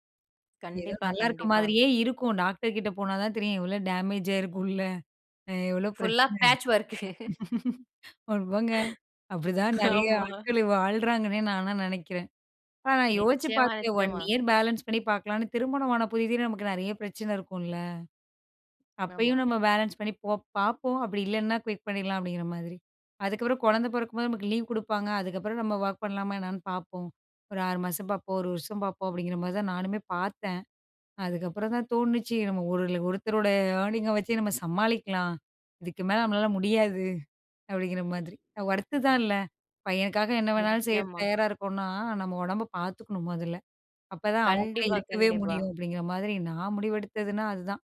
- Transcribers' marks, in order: in English: "டேமேஜ்"; in English: "புல்லா பேட்ச் வொர்க்"; laugh; chuckle; chuckle; in English: "பேலன்ஸ்"; in English: "பேலன்ஸ்"; in English: "ஏர்னிங்"
- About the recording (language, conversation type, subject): Tamil, podcast, உடல் சோர்வு ஏற்பட்டால் வேலையை நிறுத்தி ஓய்வெடுப்பதா என்பதை எப்படி முடிவெடுக்கிறீர்கள்?
- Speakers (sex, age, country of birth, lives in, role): female, 20-24, India, India, host; female, 35-39, India, India, guest